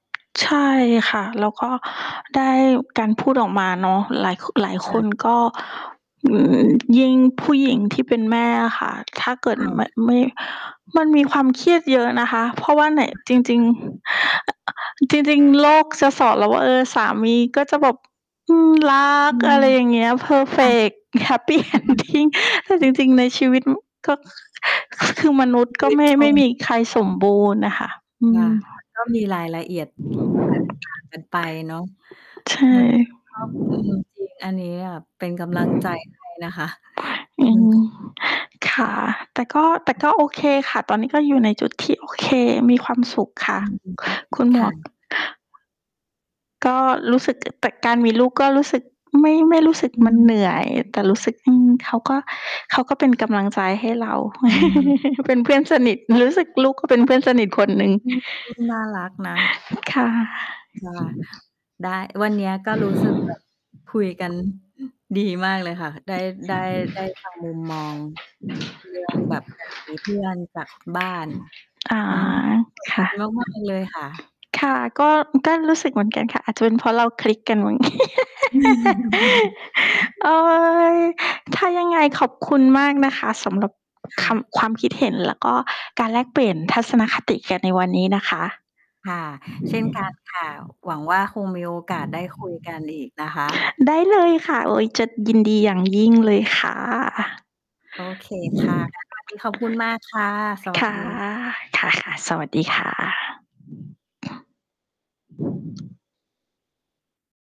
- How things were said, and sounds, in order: other background noise; distorted speech; mechanical hum; other noise; tapping; in English: "perfect happy ending"; laughing while speaking: "happy ending"; laughing while speaking: "คะ"; chuckle; chuckle; static; laughing while speaking: "ดี"; laugh; background speech
- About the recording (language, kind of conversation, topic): Thai, unstructured, คุณอยากมีเพื่อนสนิทสักคนที่เข้าใจคุณทุกอย่างมากกว่า หรืออยากมีเพื่อนหลายคนที่อยู่ด้วยแล้วสนุกมากกว่า?
- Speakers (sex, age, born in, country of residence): female, 45-49, Thailand, Thailand; female, 45-49, Thailand, Thailand